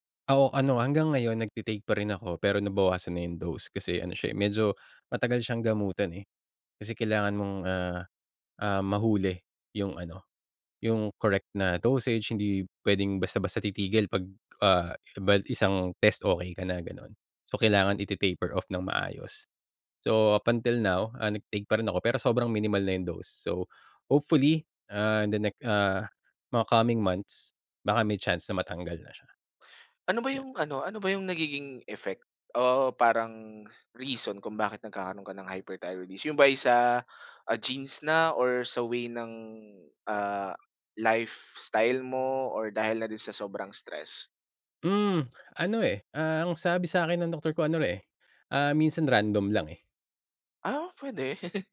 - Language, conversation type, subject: Filipino, podcast, Ano ang papel ng pagtulog sa pamamahala ng stress mo?
- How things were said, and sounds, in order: other noise; tapping; in English: "iti-taper-off"; in English: "hyperthyroidism?"; chuckle